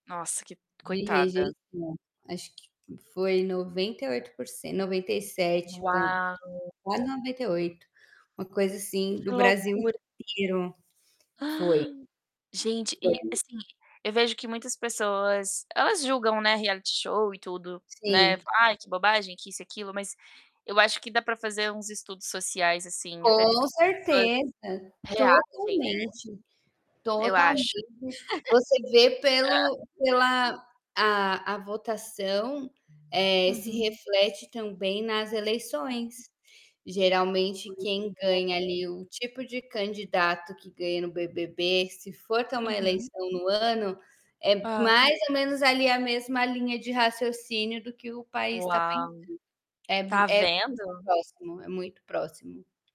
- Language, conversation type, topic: Portuguese, unstructured, Você acha que os programas de reality invadem demais a privacidade dos participantes?
- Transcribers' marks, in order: distorted speech; drawn out: "Uau!"; gasp; tapping; unintelligible speech; in English: "reality show"; laugh; other background noise; static; unintelligible speech